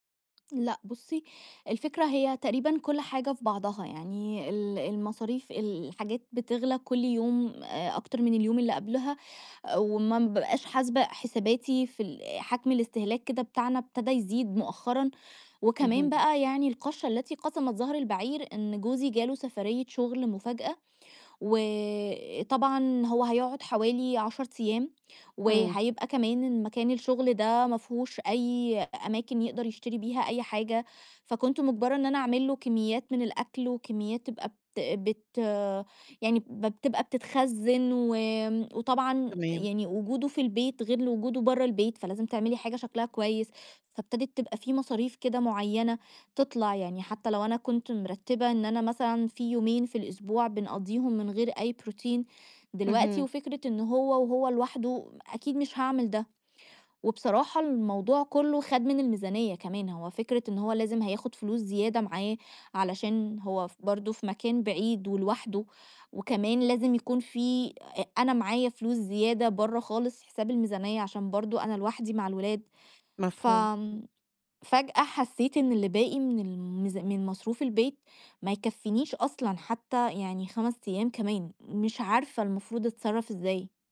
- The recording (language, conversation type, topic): Arabic, advice, إزاي أتعامل مع تقلبات مالية مفاجئة أو ضيقة في ميزانية البيت؟
- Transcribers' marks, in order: tapping